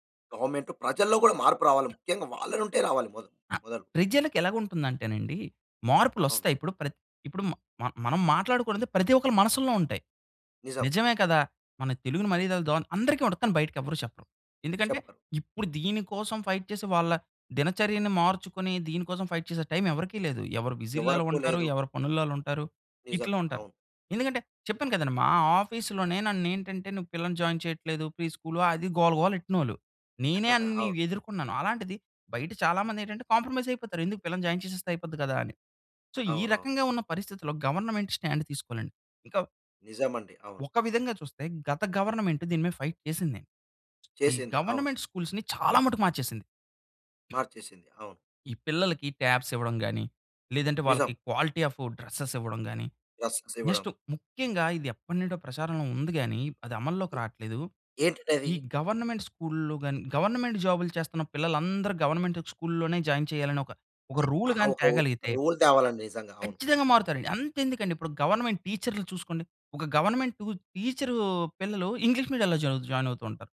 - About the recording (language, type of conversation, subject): Telugu, podcast, స్థానిక భాషా కంటెంట్ పెరుగుదలపై మీ అభిప్రాయం ఏమిటి?
- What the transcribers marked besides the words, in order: in English: "గవర్నమెంట్"; other background noise; tapping; unintelligible speech; in English: "ఫైట్"; in English: "ఫైట్"; in English: "ఆఫీస్‌లోనే"; in English: "జాయిన్"; in English: "ఫ్రీ స్కూల్"; chuckle; in English: "కాంప్రమైజ్"; in English: "జాయిన్"; in English: "సో"; in English: "గవర్నమెంట్ స్టాండ్"; in English: "గవర్నమెంట్"; in English: "ఫైట్"; in English: "గవర్నమెంట్ స్కూల్స్‌ని"; in English: "ట్యాబ్స్"; in English: "క్వాలిటీ ఆఫ్ డ్ర‌సెస్"; unintelligible speech; in English: "నెక్స్ట్"; other noise; in English: "గవర్నమెంట్ స్కూల్‌లోనే జాయిన్"; in English: "రూల్"; in English: "రూల్"; in English: "జాయ్ జాయిన్"